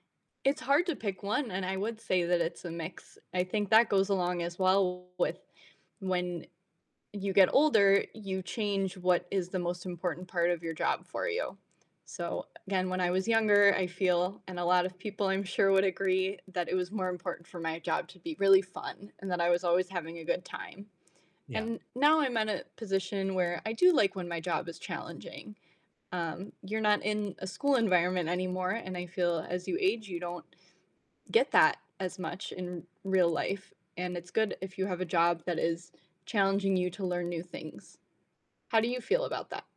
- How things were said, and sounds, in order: static; distorted speech
- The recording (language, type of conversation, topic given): English, unstructured, What kind of job makes you excited to go to work?
- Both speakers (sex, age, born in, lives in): female, 25-29, United States, United States; male, 30-34, United States, United States